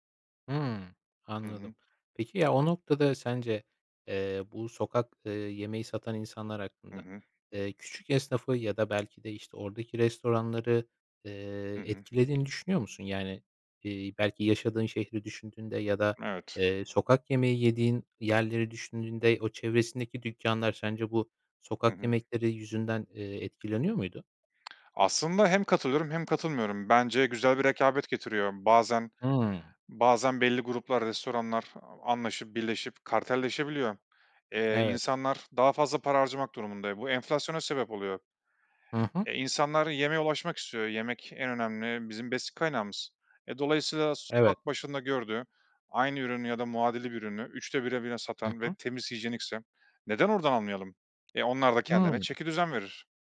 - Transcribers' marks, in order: other background noise; lip smack
- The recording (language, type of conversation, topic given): Turkish, podcast, Sokak yemekleri bir ülkeye ne katar, bu konuda ne düşünüyorsun?